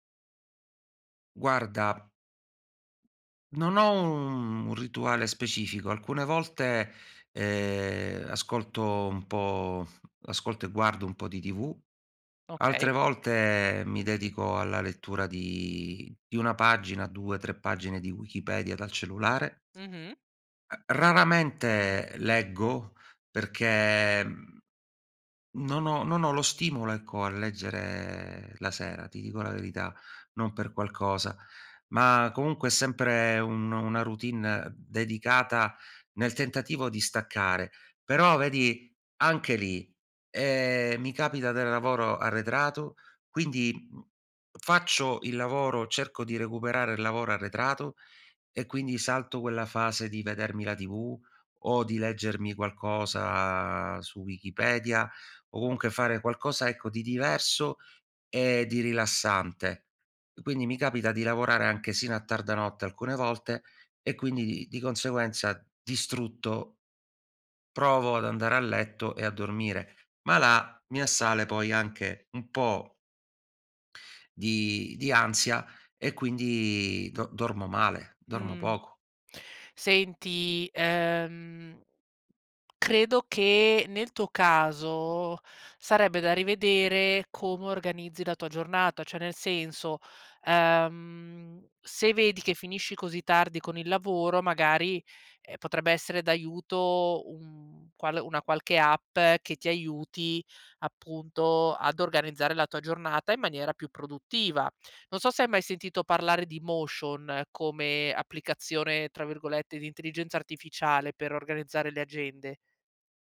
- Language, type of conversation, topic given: Italian, advice, Perché faccio fatica a concentrarmi e a completare i compiti quotidiani?
- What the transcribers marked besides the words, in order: "cioè" said as "ceh"